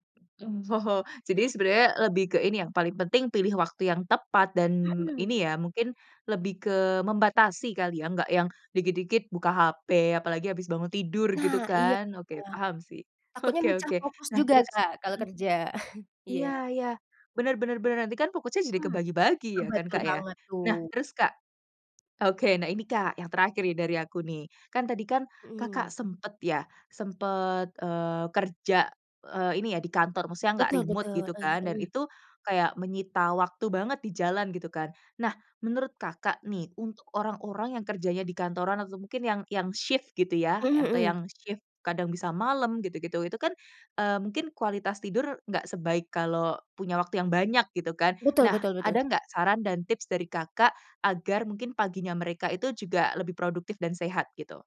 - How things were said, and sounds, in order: other background noise; chuckle; chuckle
- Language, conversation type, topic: Indonesian, podcast, Kebiasaan pagi apa yang membuat Anda lebih produktif dan sehat?